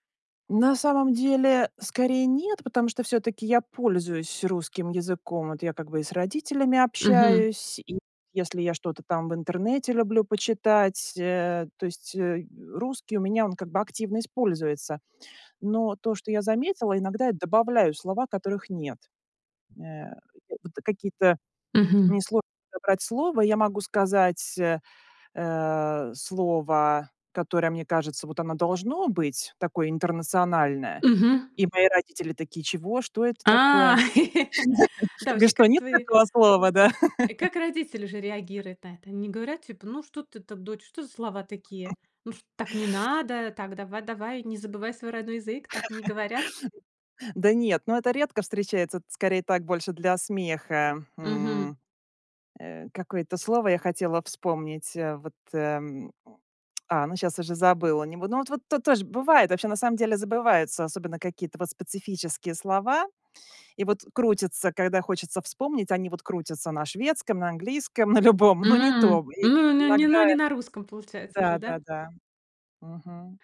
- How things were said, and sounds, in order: grunt; tapping; grunt; other background noise; laugh; laugh; laugh; chuckle; laugh; grunt; tsk; laughing while speaking: "на любом, но"
- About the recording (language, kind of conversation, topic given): Russian, podcast, Как язык влияет на твоё самосознание?